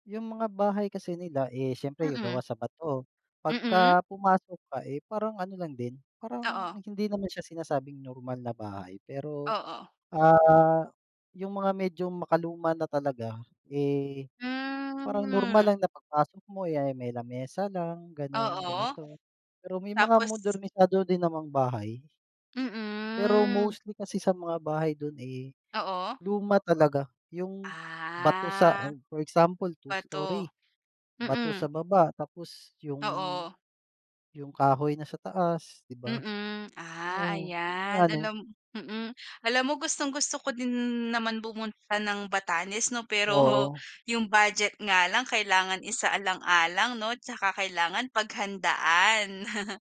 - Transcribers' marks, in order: drawn out: "Hmm"; drawn out: "Mm"; drawn out: "Ah"; chuckle
- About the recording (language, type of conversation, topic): Filipino, unstructured, Ano ang pinakagandang lugar na napuntahan mo sa Pilipinas?